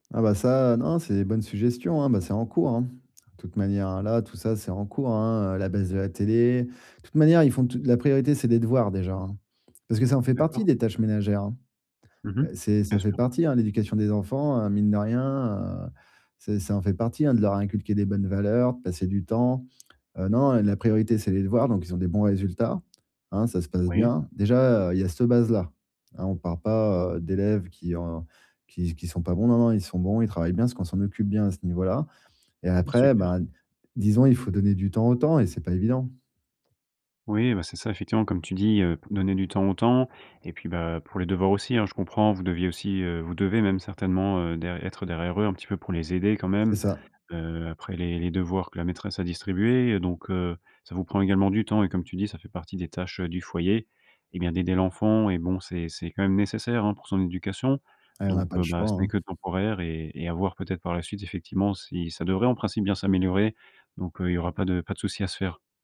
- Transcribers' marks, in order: none
- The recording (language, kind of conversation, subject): French, advice, Comment réduire la charge de tâches ménagères et préserver du temps pour soi ?